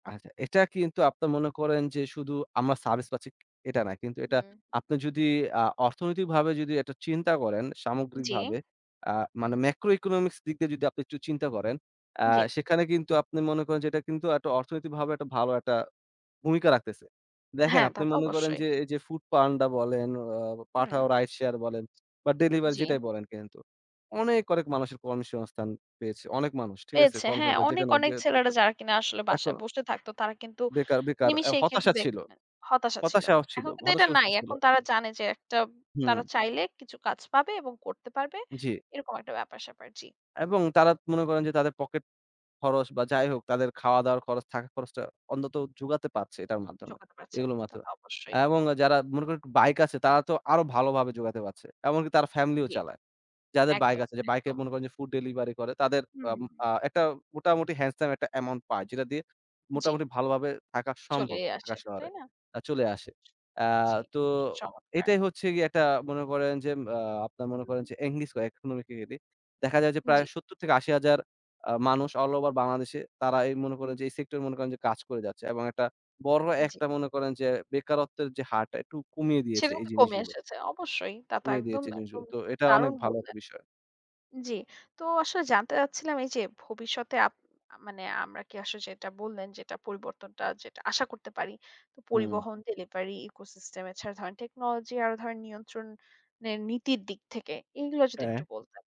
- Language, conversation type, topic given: Bengali, podcast, রাইড শেয়ারিং ও ডেলিভারি অ্যাপ দৈনন্দিন জীবনে কীভাবে কাজে লাগে?
- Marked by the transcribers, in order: tapping; in English: "macro economics"; other background noise; "বেকার" said as "বেকআপ"; unintelligible speech; in English: "food delivery"; in English: "handsome"; in English: "economically"; in English: "echo system"; in English: "technology"